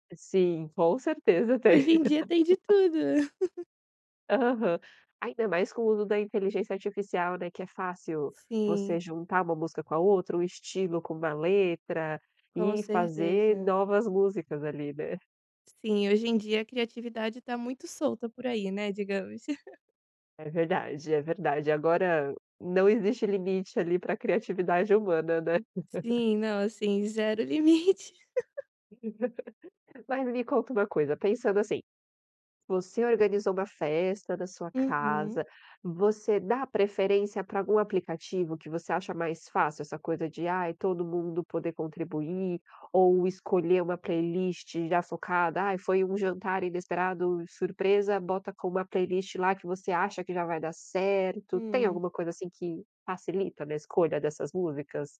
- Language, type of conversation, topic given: Portuguese, podcast, Como montar uma playlist compartilhada que todo mundo curta?
- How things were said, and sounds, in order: laugh; laugh; laugh; laugh